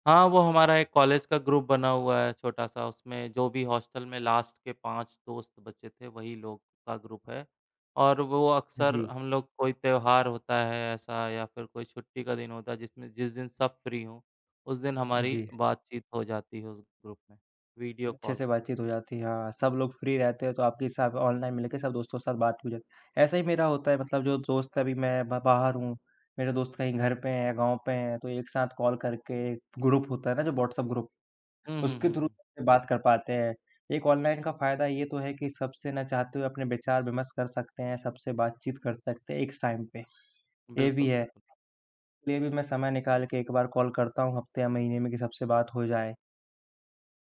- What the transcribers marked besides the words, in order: in English: "ग्रुप"; in English: "लास्ट"; in English: "ग्रुप"; in English: "फ्री"; in English: "ग्रुप"; in English: "फ्री"; in English: "ग्रुप"; in English: "ग्रुप"; in English: "थ्रू"; in English: "टाइम"; other background noise
- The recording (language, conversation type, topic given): Hindi, unstructured, क्या आप अपने दोस्तों के साथ ऑनलाइन या ऑफलाइन अधिक समय बिताते हैं?